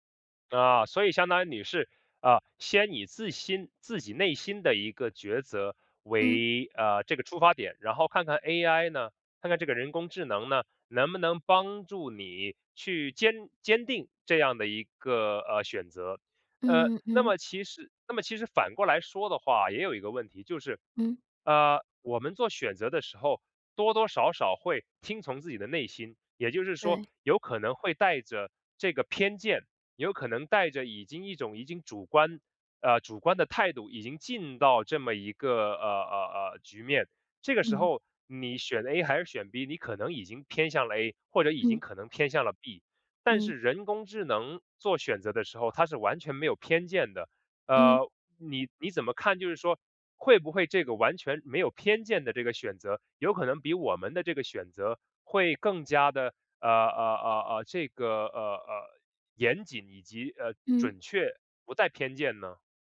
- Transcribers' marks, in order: none
- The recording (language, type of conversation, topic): Chinese, podcast, 你怎么看人工智能帮我们做决定这件事？